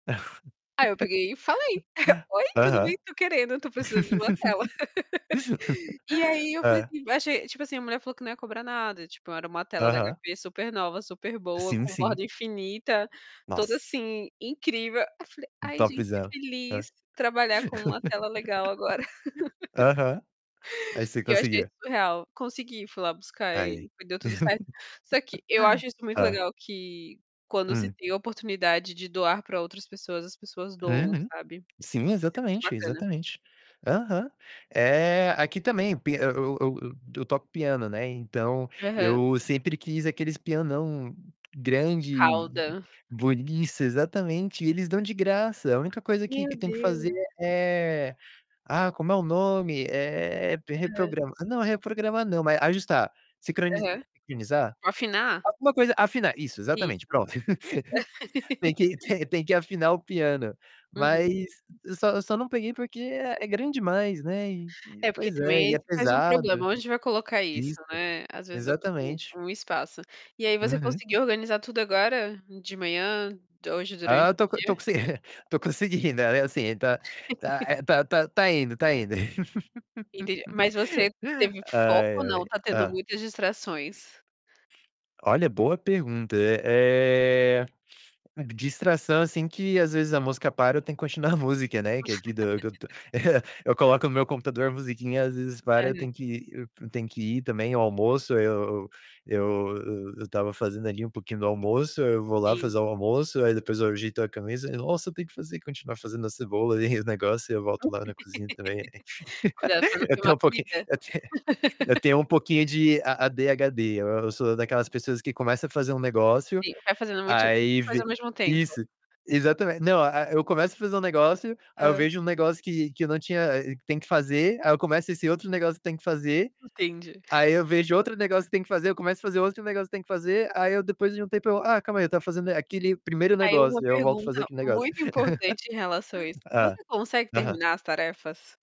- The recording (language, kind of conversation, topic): Portuguese, unstructured, Como você organiza o seu dia para aproveitar melhor o tempo?
- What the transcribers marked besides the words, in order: laugh; chuckle; laugh; other background noise; distorted speech; laugh; laugh; chuckle; tapping; static; laugh; chuckle; chuckle; laughing while speaking: "conseguindo"; laugh; laugh; laughing while speaking: "continuar"; laughing while speaking: "eh"; laugh; laughing while speaking: "ali"; laugh; laughing while speaking: "eu te"; laugh; in English: "A-D-H-D"; laugh